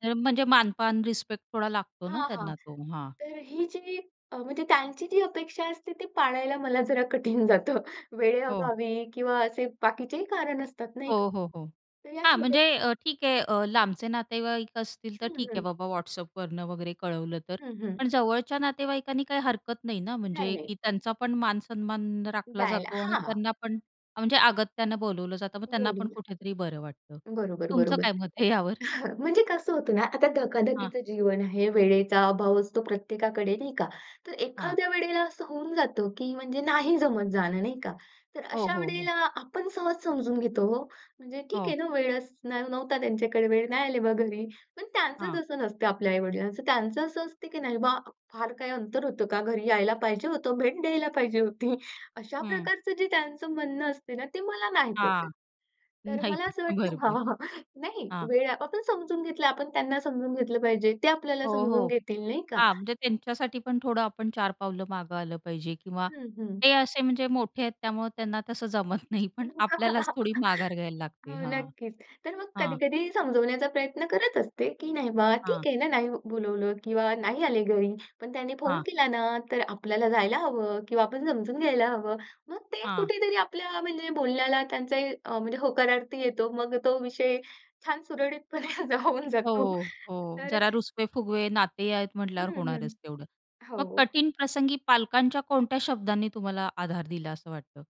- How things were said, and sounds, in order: laughing while speaking: "कठीण जातं"; other background noise; chuckle; laughing while speaking: "आहे यावर?"; laughing while speaking: "होती"; laughing while speaking: "नाही बरोबर"; unintelligible speech; laughing while speaking: "हां, हां"; laughing while speaking: "जमत नाही"; chuckle; laughing while speaking: "हा जा होऊन जातो"; tapping
- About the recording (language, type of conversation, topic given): Marathi, podcast, पालकांनी दिलेली सर्वात मोठी शिकवण काय होती?